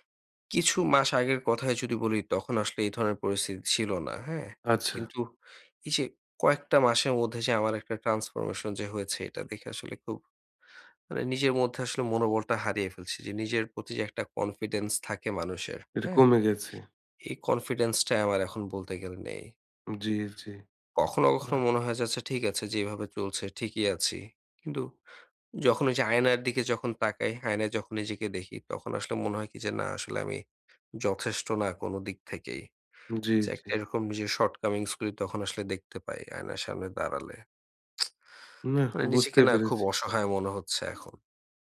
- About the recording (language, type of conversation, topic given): Bengali, advice, নিজের শরীর বা চেহারা নিয়ে আত্মসম্মান কমে যাওয়া
- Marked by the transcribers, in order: in English: "transformation"; alarm; in English: "কনফিডেন্স"; in English: "কনফিডেন্স"; in English: "shortcomings"; tsk; sad: "মানে নিজেকে না খুব অসহায় মনে হচ্ছে এখন"; tapping